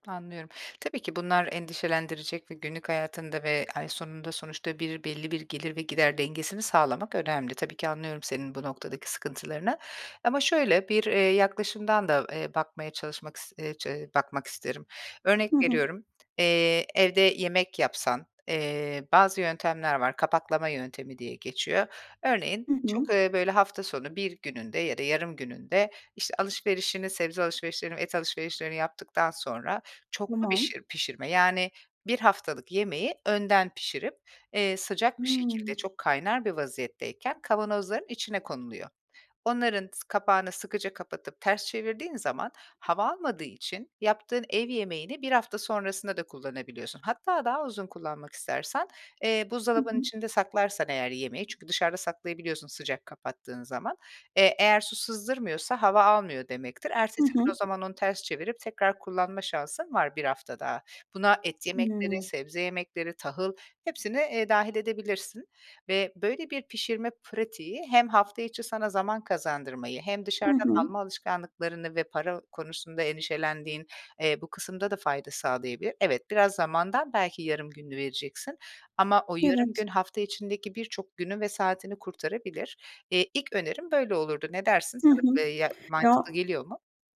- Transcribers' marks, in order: other background noise
- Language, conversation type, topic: Turkish, advice, Sağlıklı beslenme rutinini günlük hayatına neden yerleştiremiyorsun?